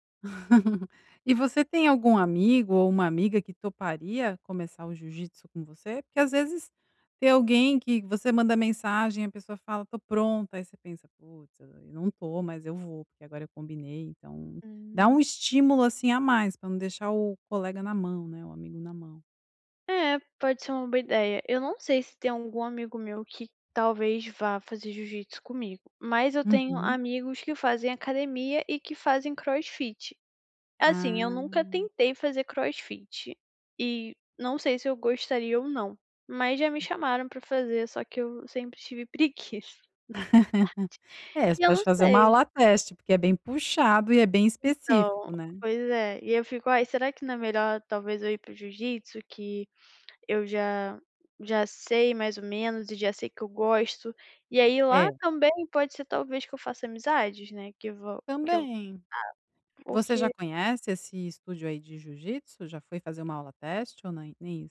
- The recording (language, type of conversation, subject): Portuguese, advice, Como posso começar a treinar e criar uma rotina sem ansiedade?
- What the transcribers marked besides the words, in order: chuckle; other background noise; laugh; laughing while speaking: "na verdade"